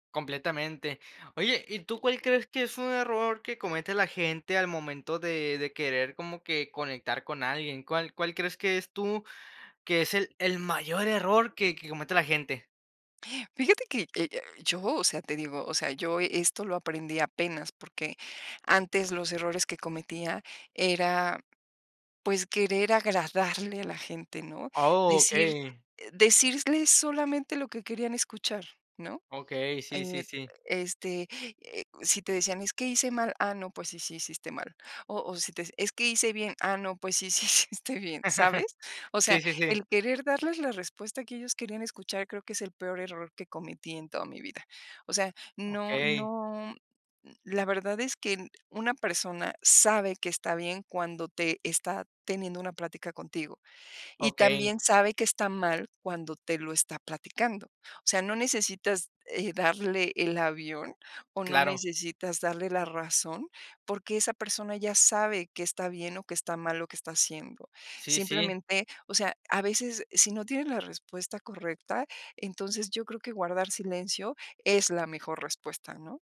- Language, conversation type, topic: Spanish, podcast, ¿Qué tipo de historias te ayudan a conectar con la gente?
- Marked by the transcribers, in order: chuckle